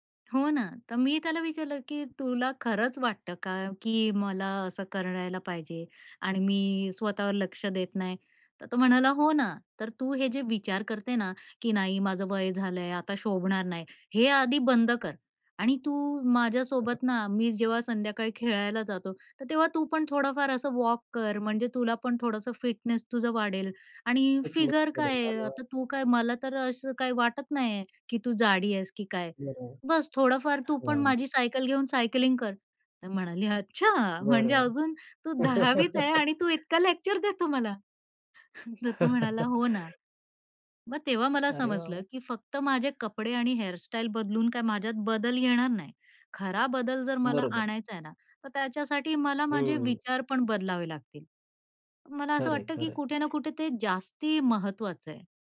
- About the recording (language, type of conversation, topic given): Marathi, podcast, मेकओव्हरपेक्षा मनातला बदल कधी अधिक महत्त्वाचा ठरतो?
- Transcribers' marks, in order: tapping; other background noise; in English: "सायकलिंग"; chuckle; laughing while speaking: "इतका लेक्चर देतो मला! तर"; chuckle